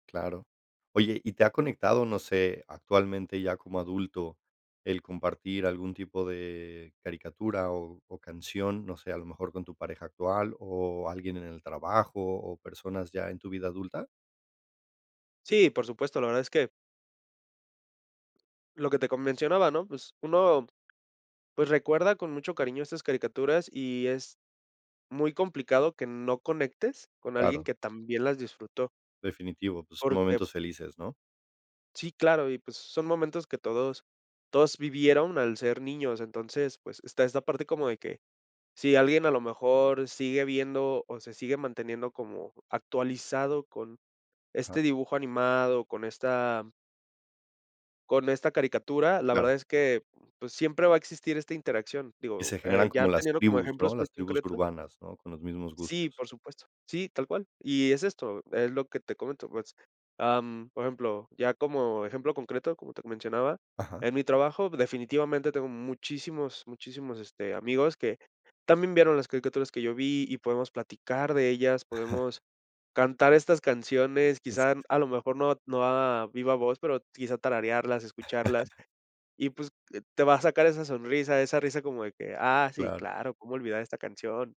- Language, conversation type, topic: Spanish, podcast, ¿Qué música te marcó cuando eras niño?
- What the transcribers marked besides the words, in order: laugh; other background noise; laugh